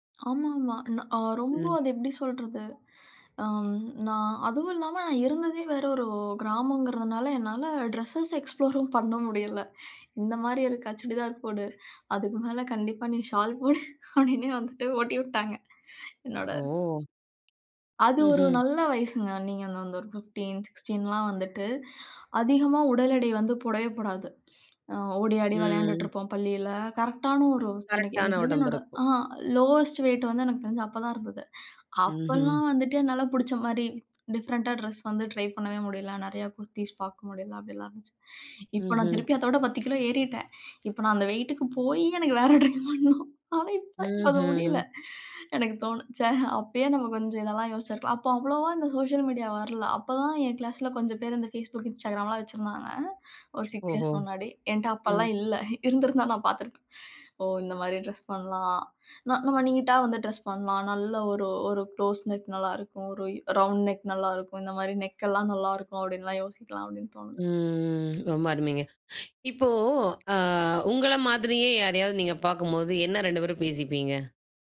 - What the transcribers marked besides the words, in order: other background noise; in English: "ட்ரெஸ்ஸஸ் எக்ஸ்ப்ளோரும்"; "ஒரு தடவை" said as "ஒருக்கா"; laughing while speaking: "அப்படின்னே வந்துட்டு ஓட்டிவிட்டாங்க"; exhale; in English: "ஃபிஃப்டீன், சிக்ஸ்டீன்லாம்"; in English: "லோவஸ்ட் வெயிட்"; in English: "டிஃப்ரெண்ட்டா ட்ரெஸ்"; laughing while speaking: "வேற ட்ரை பண்ணணும். ஆனா இப்ப அது முடியல"; in English: "சோசியல் மீடியா"; in English: "சிக்ஸ் இயர்ஸ்"; chuckle; in English: "குளோஸ் நெக்"; in English: "ரவுண்ட் நெக்"; tapping
- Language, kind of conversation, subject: Tamil, podcast, உங்கள் உடல் வடிவத்துக்கு பொருந்தும் ஆடைத் தோற்றத்தை நீங்கள் எப்படித் தேர்ந்தெடுக்கிறீர்கள்?